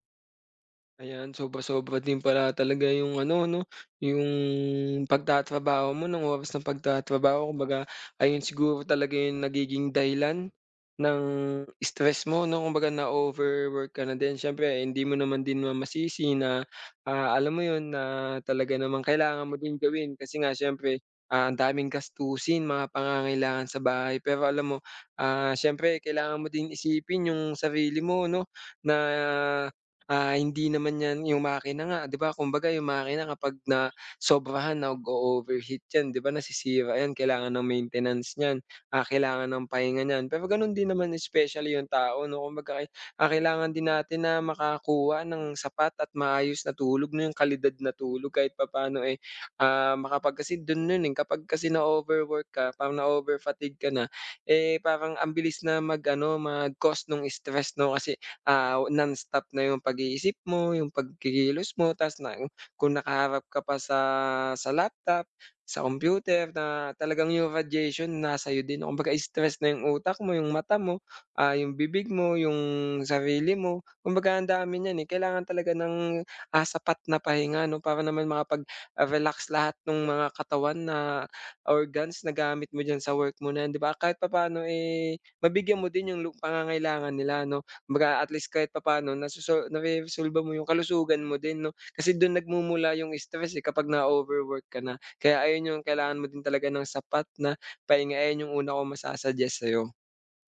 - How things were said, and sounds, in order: tapping
- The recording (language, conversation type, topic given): Filipino, advice, Paano ako makakapagpahinga at makapag-relaks sa bahay kapag sobrang stress?